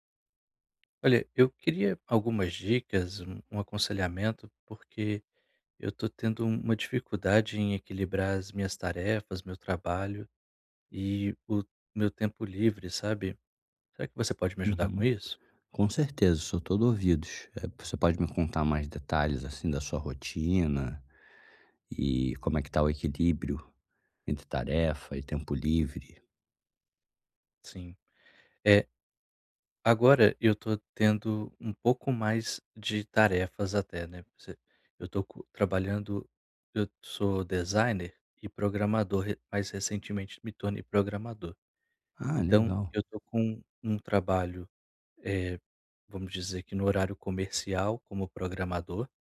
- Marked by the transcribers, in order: tapping
- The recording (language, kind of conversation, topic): Portuguese, advice, Como posso equilibrar melhor minhas responsabilidades e meu tempo livre?